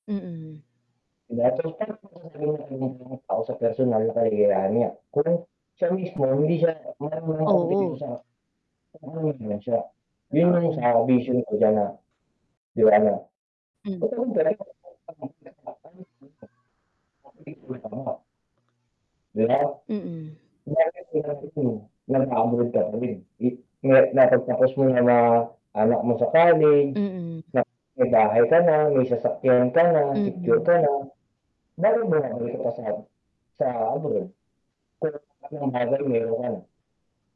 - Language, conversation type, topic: Filipino, unstructured, Paano mo ipaliliwanag ang konsepto ng tagumpay sa isang simpleng usapan?
- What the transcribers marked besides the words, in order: mechanical hum; unintelligible speech; distorted speech; unintelligible speech; static; unintelligible speech; unintelligible speech